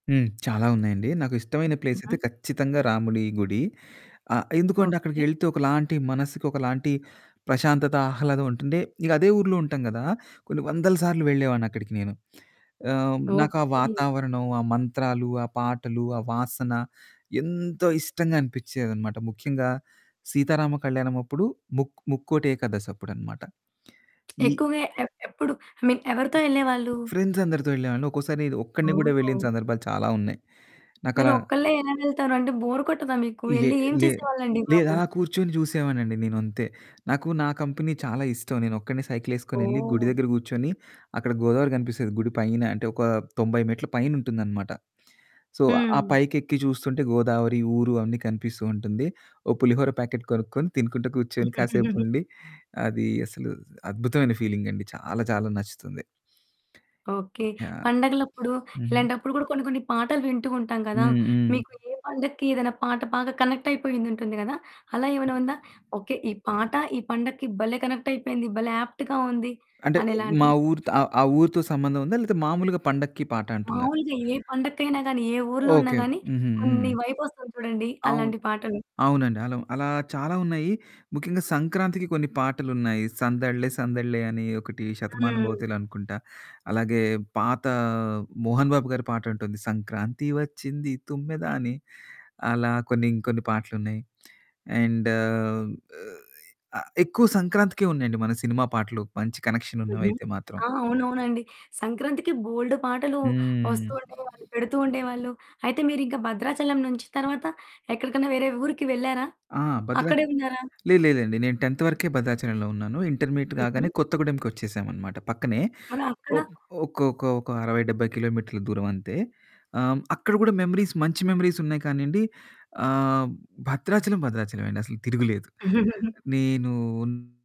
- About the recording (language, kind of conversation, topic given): Telugu, podcast, మీ ఊరును వెంటనే గుర్తుకు తెచ్చే పాట ఏది?
- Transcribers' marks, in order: in English: "ప్లేస్"; other background noise; lip smack; in English: "ఐ మీన్"; in English: "ఫ్రెండ్స్"; in English: "కంపెనీ"; in English: "సో"; giggle; in English: "కనెక్ట్"; in English: "కనెక్ట్"; in English: "యాప్ట్‌గా"; in English: "వైబ్"; lip smack; in English: "కనెక్షన్"; in English: "టెన్త్"; in English: "మెమరీస్"; in English: "మెమరీస్"; giggle; distorted speech